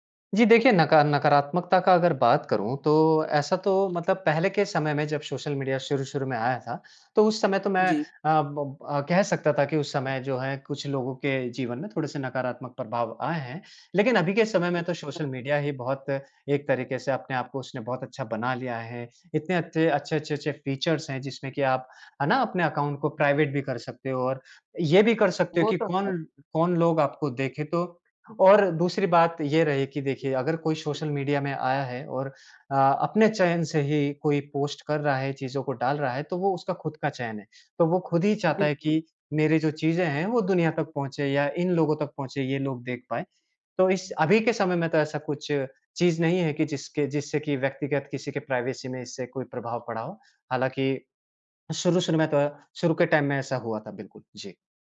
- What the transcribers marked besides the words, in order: in English: "फीचर्स"; in English: "अकाउंट"; in English: "प्राइवेट"; other background noise; in English: "प्राइवेसी"; in English: "टाइम"
- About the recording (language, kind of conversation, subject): Hindi, podcast, सोशल मीडिया ने रिश्तों पर क्या असर डाला है, आपके हिसाब से?